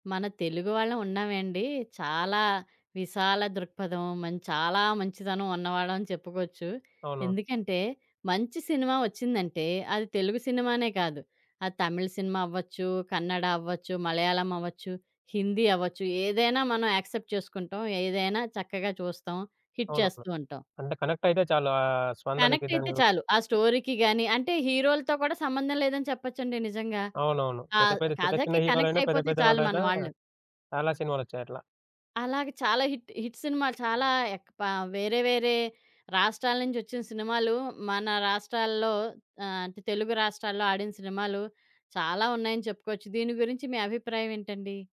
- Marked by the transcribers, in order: other background noise; in English: "యాక్సెప్ట్"; in English: "హిట్"; in English: "కనెక్ట్"; in English: "కనెక్ట్"; background speech; in English: "స్టోరీకి"; in English: "కనెక్ట్"; in English: "హిట్ హిట్"
- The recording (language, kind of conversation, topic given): Telugu, podcast, డబ్బింగ్ లేదా ఉపశీర్షికలు—మీ అభిప్రాయం ఏమిటి?